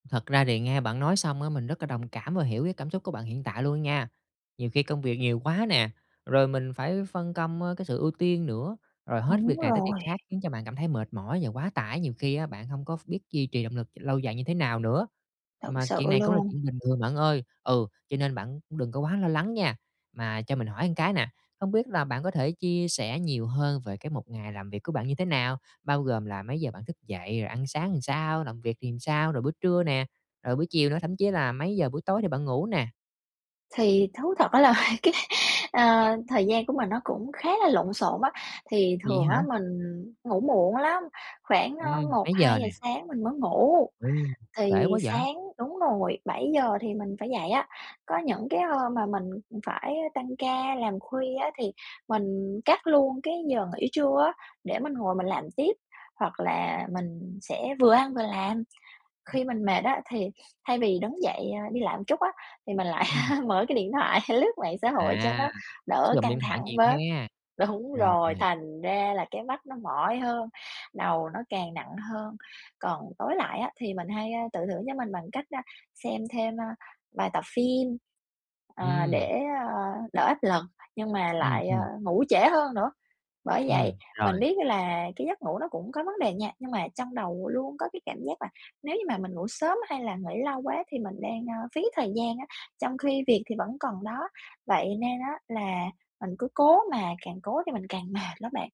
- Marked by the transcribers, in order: "một" said as "ưn"; other background noise; laughing while speaking: "là cái"; tapping; sniff; laughing while speaking: "mở cái điện thoại lướt mạng"; laughing while speaking: "đúng rồi"
- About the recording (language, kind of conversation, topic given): Vietnamese, advice, Làm sao để ngăn ngừa kiệt sức và mệt mỏi khi duy trì động lực lâu dài?